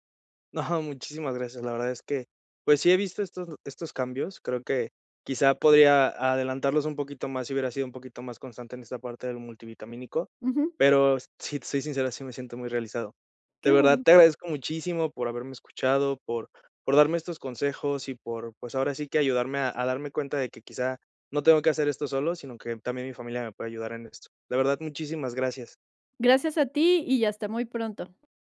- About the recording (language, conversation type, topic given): Spanish, advice, ¿Cómo puedo evitar olvidar tomar mis medicamentos o suplementos con regularidad?
- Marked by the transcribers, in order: laughing while speaking: "No"; other background noise